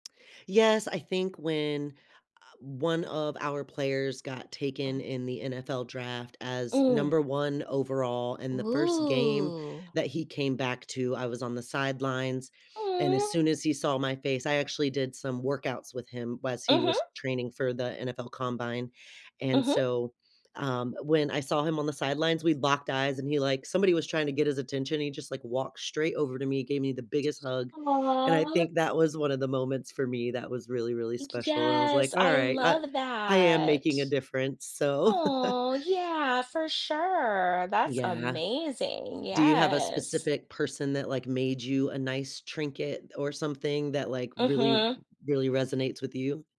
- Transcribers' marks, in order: drawn out: "Whoo"; tapping; background speech; drawn out: "that"; chuckle
- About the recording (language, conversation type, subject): English, unstructured, What do you like most about your job?
- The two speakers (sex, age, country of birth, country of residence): female, 40-44, United States, United States; female, 40-44, United States, United States